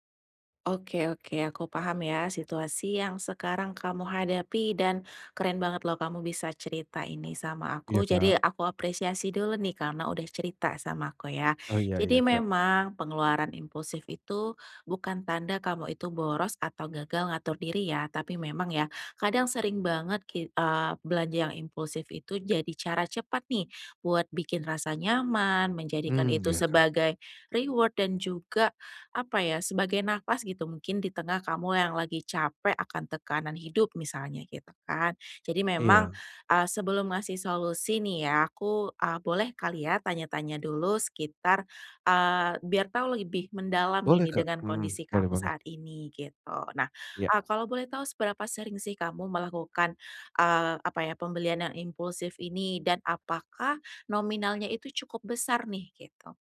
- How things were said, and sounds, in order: tapping; in English: "reward"; "lebih" said as "libih"
- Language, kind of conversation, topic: Indonesian, advice, Bagaimana cara membatasi belanja impulsif tanpa mengurangi kualitas hidup?